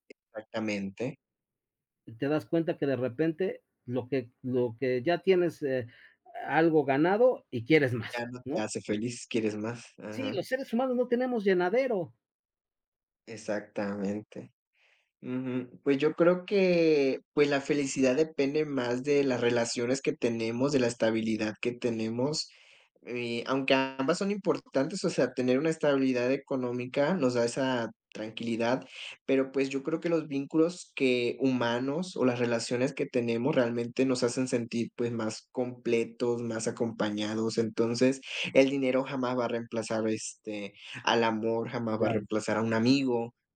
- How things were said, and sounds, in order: none
- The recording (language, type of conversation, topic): Spanish, unstructured, ¿Crees que el dinero compra la felicidad?
- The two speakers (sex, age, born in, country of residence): male, 30-34, Mexico, Mexico; male, 50-54, Mexico, Mexico